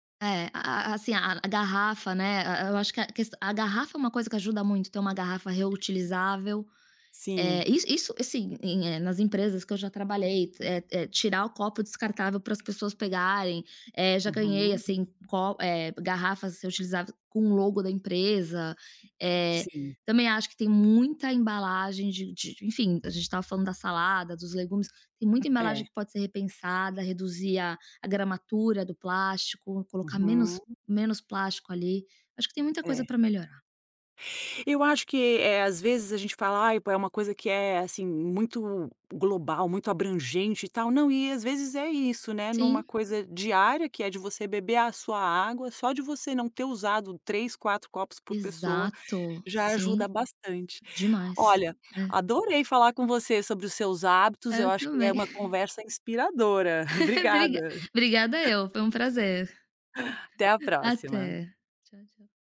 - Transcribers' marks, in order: chuckle; chuckle; other background noise
- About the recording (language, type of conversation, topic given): Portuguese, podcast, Que hábitos diários ajudam você a reduzir lixo e desperdício?